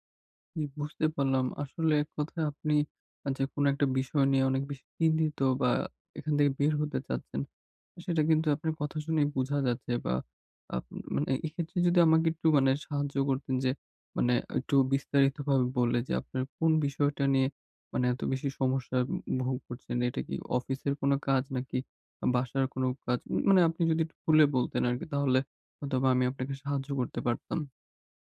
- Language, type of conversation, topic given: Bengali, advice, পরিবর্তনের সঙ্গে দ্রুত মানিয়ে নিতে আমি কীভাবে মানসিকভাবে স্থির থাকতে পারি?
- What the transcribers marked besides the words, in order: tapping